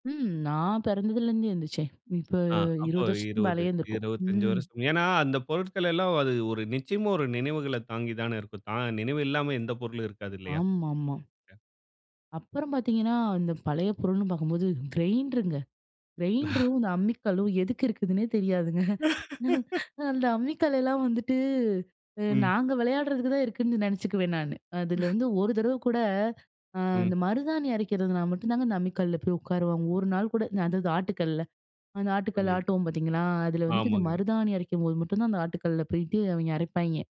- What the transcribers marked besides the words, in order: other noise; unintelligible speech; other background noise; chuckle; laughing while speaking: "எதுக்கு இருக்குதுன்னே தெரியாதுங்க"; laugh; chuckle; chuckle
- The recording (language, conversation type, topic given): Tamil, podcast, பழைய நினைவுப்பொருட்கள் வீட்டின் சூழலை எப்படி மாற்றும்?